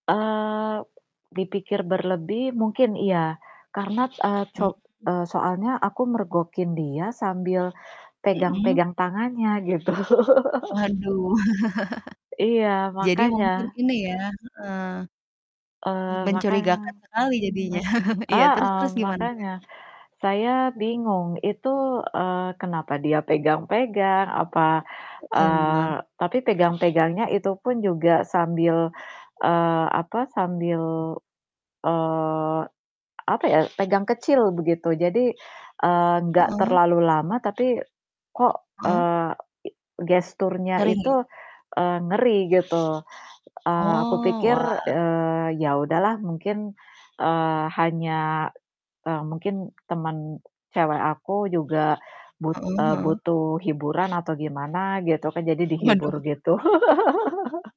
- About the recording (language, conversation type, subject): Indonesian, unstructured, Apa tanda-tanda bahwa sebuah hubungan sudah tidak sehat?
- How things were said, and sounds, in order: static; other background noise; distorted speech; laughing while speaking: "gitu"; chuckle; chuckle; other noise; laughing while speaking: "Waduh"; chuckle